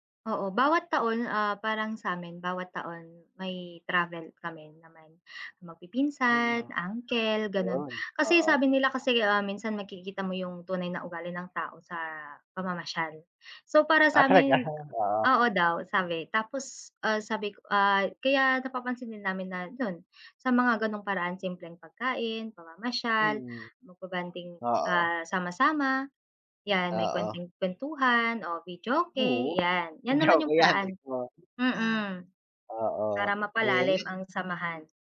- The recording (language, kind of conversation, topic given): Filipino, unstructured, Paano mo ipinapakita ang pagmamahal sa iyong pamilya araw-araw?
- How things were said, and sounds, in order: other background noise; tapping